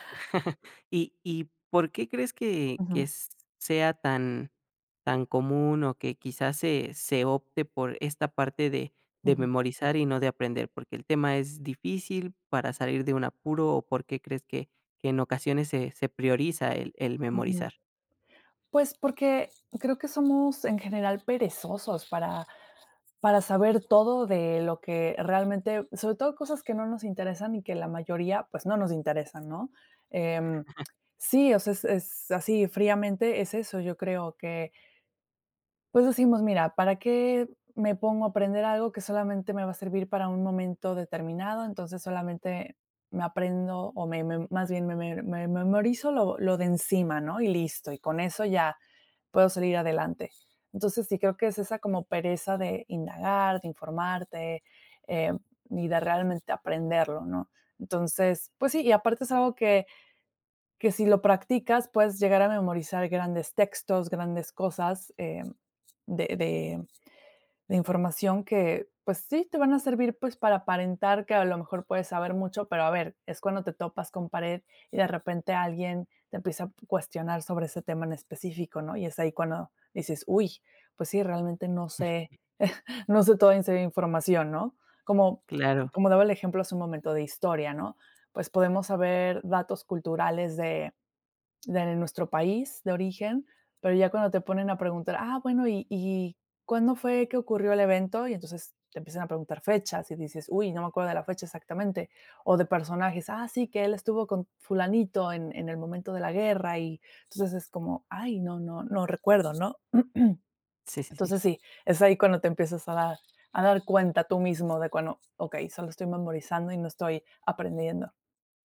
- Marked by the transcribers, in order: chuckle; tapping; other noise; other background noise; chuckle; chuckle; throat clearing
- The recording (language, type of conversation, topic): Spanish, podcast, ¿Cómo sabes si realmente aprendiste o solo memorizaste?